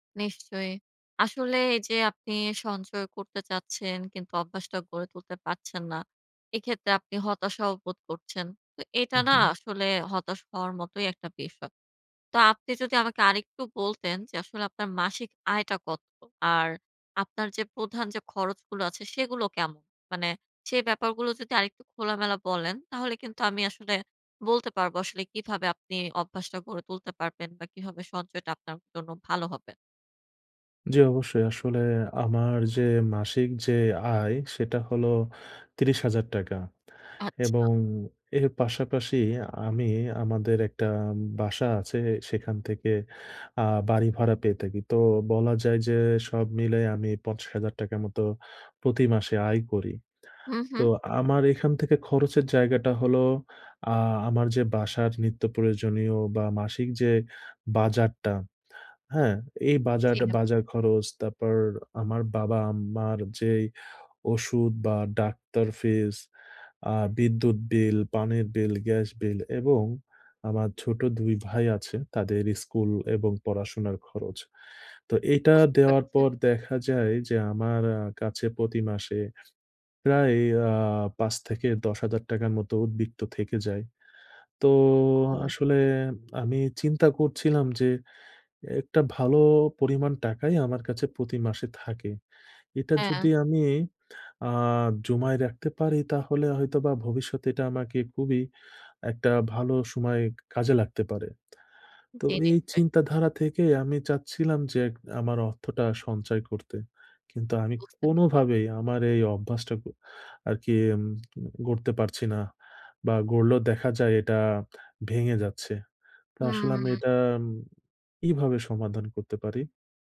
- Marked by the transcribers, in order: alarm; tapping; horn
- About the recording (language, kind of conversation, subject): Bengali, advice, আর্থিক সঞ্চয় শুরু করে তা ধারাবাহিকভাবে চালিয়ে যাওয়ার স্থায়ী অভ্যাস গড়তে আমার কেন সমস্যা হচ্ছে?